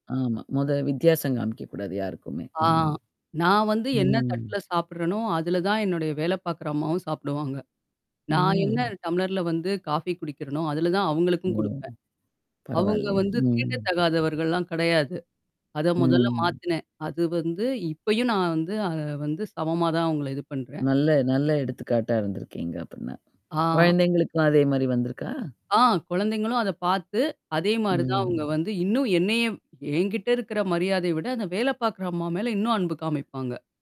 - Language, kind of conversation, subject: Tamil, podcast, உங்களுக்கு மிக முக்கியமாகத் தோன்றும் அந்த ஒரு சொல் எது, அதற்கு ஏன் மதிப்பு அளிக்கிறீர்கள்?
- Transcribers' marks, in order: drawn out: "ஆ"; tapping; drawn out: "ம்"; drawn out: "ம்"; in English: "காஃபி"; distorted speech; static; drawn out: "ம்"; other noise